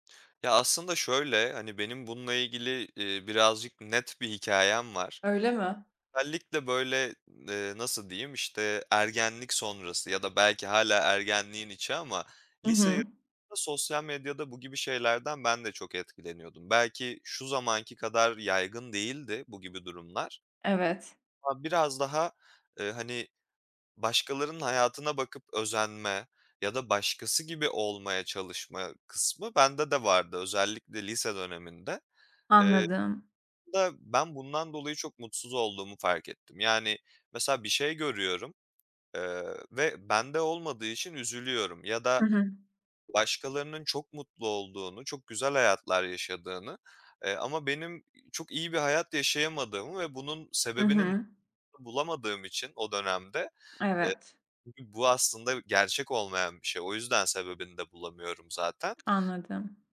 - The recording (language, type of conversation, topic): Turkish, podcast, Sosyal medyada gerçek benliğini nasıl gösteriyorsun?
- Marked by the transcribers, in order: other background noise